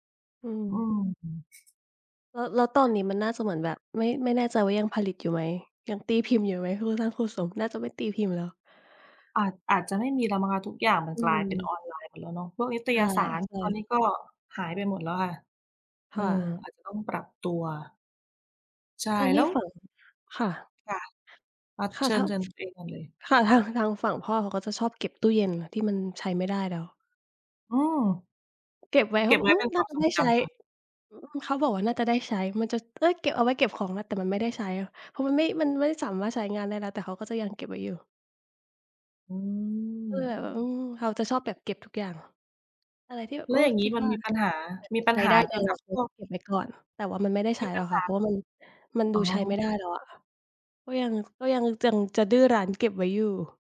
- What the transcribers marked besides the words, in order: tapping
- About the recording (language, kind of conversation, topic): Thai, unstructured, ทำไมบางคนถึงชอบเก็บของที่ดูเหมือนจะเน่าเสียไว้?